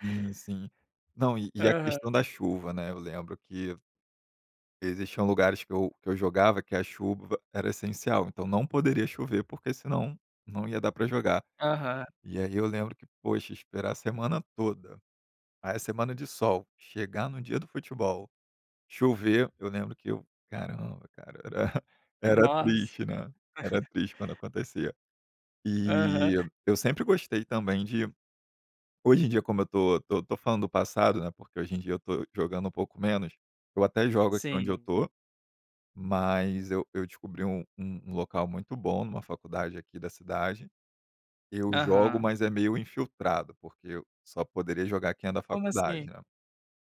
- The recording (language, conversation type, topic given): Portuguese, podcast, Como o esporte une as pessoas na sua comunidade?
- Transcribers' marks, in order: chuckle